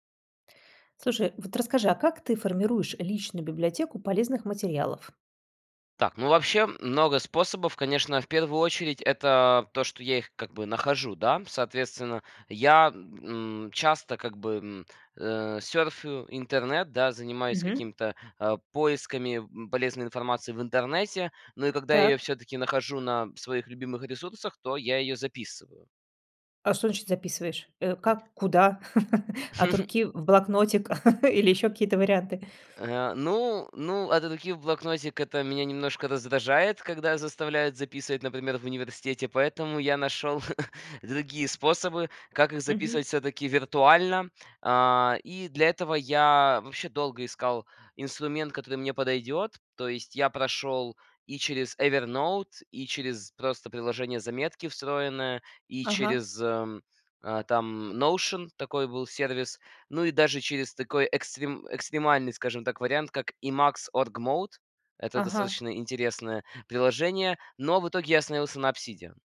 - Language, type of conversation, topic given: Russian, podcast, Как вы формируете личную библиотеку полезных материалов?
- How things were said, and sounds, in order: other background noise; chuckle; tapping; chuckle